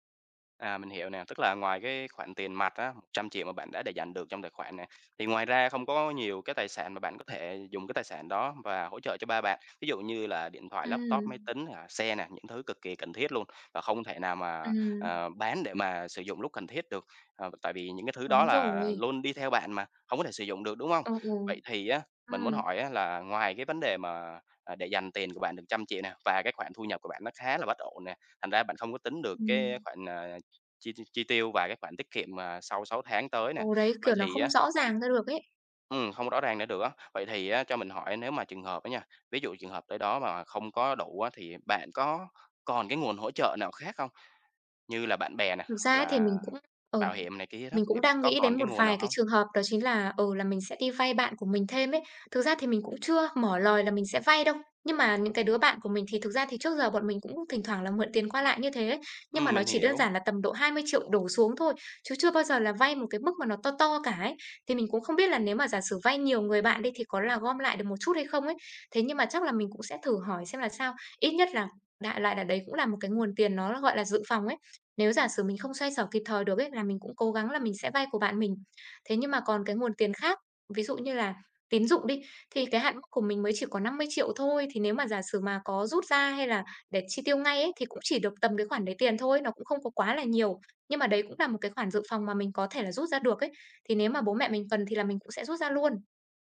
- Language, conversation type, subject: Vietnamese, advice, Làm sao để lập quỹ khẩn cấp khi hiện tại tôi chưa có và đang lo về các khoản chi phí bất ngờ?
- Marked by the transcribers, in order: tapping; other background noise